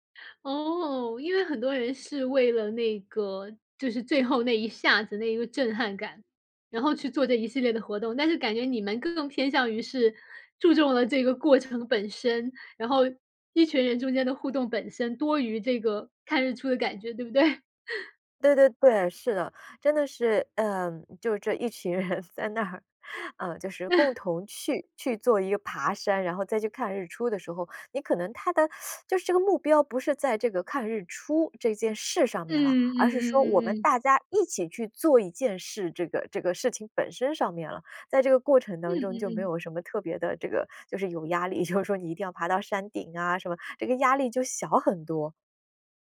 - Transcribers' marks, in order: chuckle; laughing while speaking: "一群人在那儿"; chuckle; teeth sucking; laughing while speaking: "就是说"
- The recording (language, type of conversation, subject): Chinese, podcast, 你会如何形容站在山顶看日出时的感受？